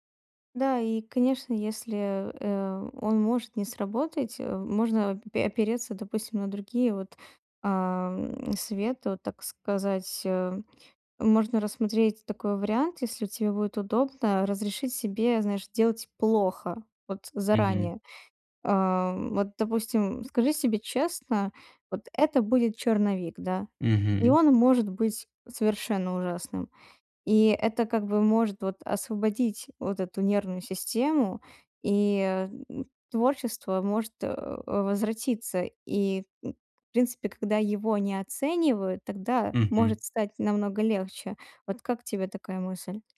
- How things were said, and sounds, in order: tapping
- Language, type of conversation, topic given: Russian, advice, Как мне справиться с творческим беспорядком и прокрастинацией?